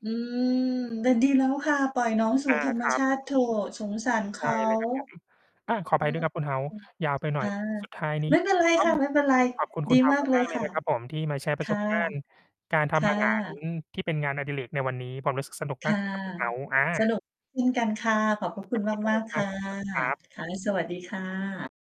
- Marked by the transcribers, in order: distorted speech; mechanical hum
- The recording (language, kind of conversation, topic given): Thai, unstructured, คุณรู้สึกอย่างไรเมื่อทำอาหารเป็นงานอดิเรก?